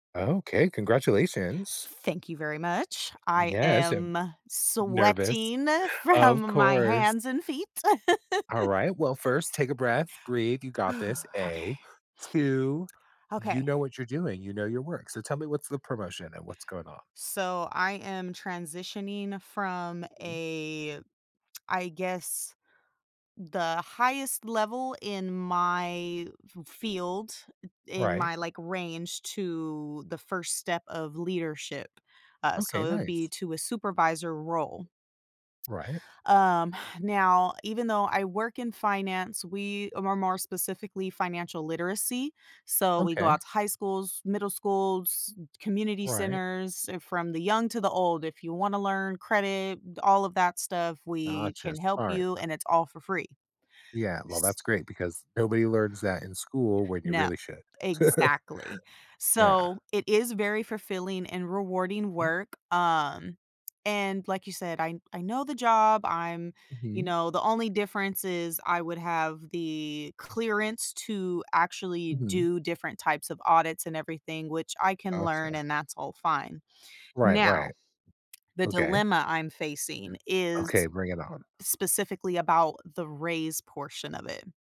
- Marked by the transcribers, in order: stressed: "sweating"; laughing while speaking: "from"; laugh; exhale; tsk; other background noise; tapping; chuckle
- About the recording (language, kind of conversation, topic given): English, advice, How can I ask for a raise effectively?
- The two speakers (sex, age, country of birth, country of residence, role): female, 35-39, United States, United States, user; male, 50-54, United States, United States, advisor